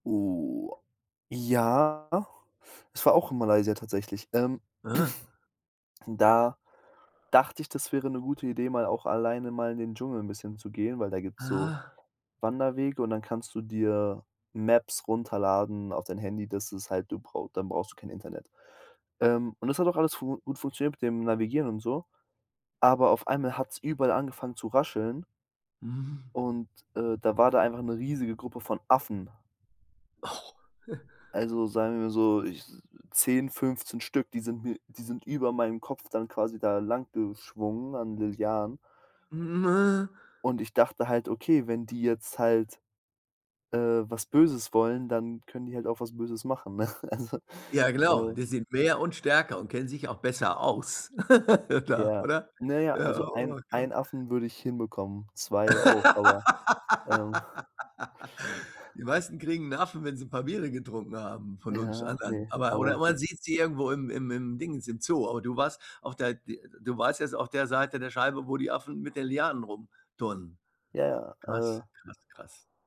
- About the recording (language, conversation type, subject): German, podcast, Erzählst du von einem Abenteuer, das du allein gewagt hast?
- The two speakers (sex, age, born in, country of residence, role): male, 20-24, Germany, Germany, guest; male, 70-74, Germany, Germany, host
- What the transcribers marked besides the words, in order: drawn out: "Oh"; throat clearing; in English: "Maps"; chuckle; snort; "Lianen" said as "Lilianen"; other noise; chuckle; laughing while speaking: "Also"; laugh; unintelligible speech; laugh; other background noise; chuckle